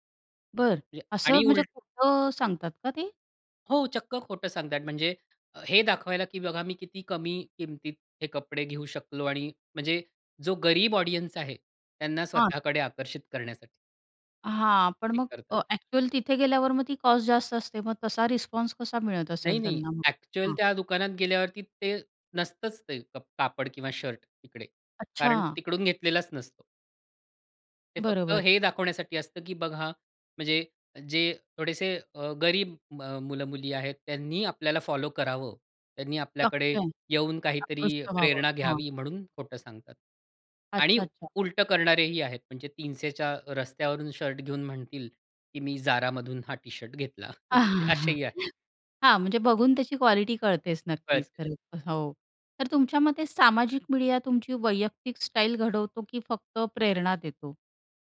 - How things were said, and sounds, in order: other background noise; in English: "ऑडियन्स"; unintelligible speech; chuckle
- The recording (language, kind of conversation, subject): Marathi, podcast, सामाजिक माध्यमांमुळे तुमची कपड्यांची पसंती बदलली आहे का?